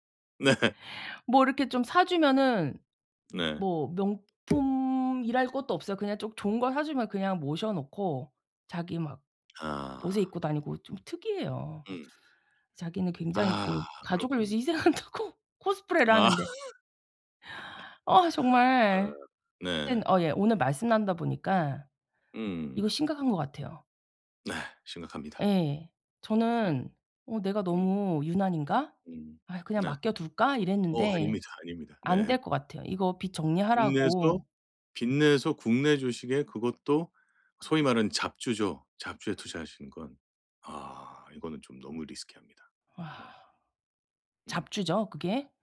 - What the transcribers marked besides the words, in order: laugh; tapping; other background noise; laughing while speaking: "희생한다고"; laugh; in English: "risky"
- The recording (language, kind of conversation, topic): Korean, advice, 가족과 돈 이야기를 편하게 시작하려면 어떻게 해야 할까요?